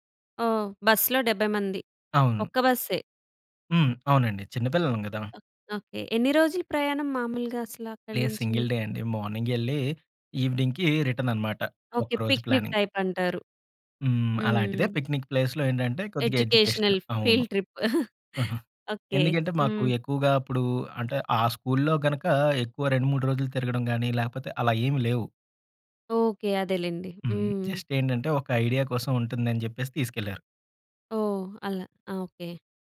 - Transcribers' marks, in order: in English: "సింగిల్ డే"; other background noise; in English: "మార్నింగ్"; in English: "ఎవెనింగ్‌కీ రిటర్న్"; in English: "ప్లానింగ్"; in English: "పిక్నిక్"; in English: "పిక్నిక్ ప్లేస్‌లో"; in English: "ఎడ్యుకేషనల్ ఫీల్డ్ ట్రిప్"; in English: "ఎడ్యుకేషనల్"; chuckle; in English: "జస్ట్"; in English: "ఐడియా"
- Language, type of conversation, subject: Telugu, podcast, ప్రయాణంలో తప్పిపోయి మళ్లీ దారి కనిపెట్టిన క్షణం మీకు ఎలా అనిపించింది?